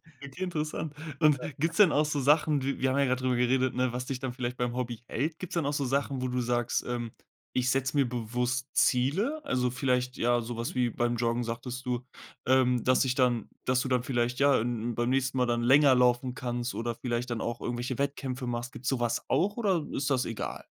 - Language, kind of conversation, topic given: German, podcast, Was wäre dein erster Schritt, um ein Hobby wiederzubeleben?
- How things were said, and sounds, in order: other noise